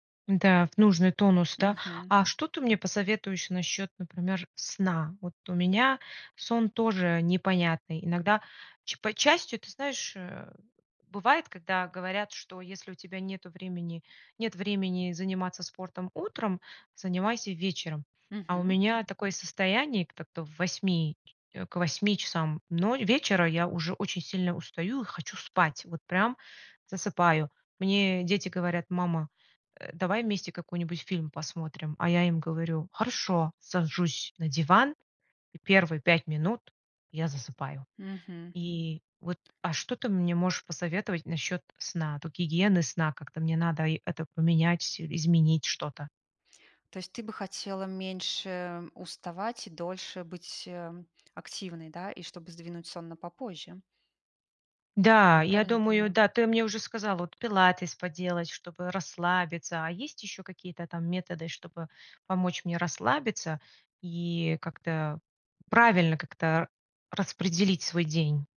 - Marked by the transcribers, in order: tapping; other background noise
- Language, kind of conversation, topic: Russian, advice, Как перестать чувствовать вину за пропуски тренировок из-за усталости?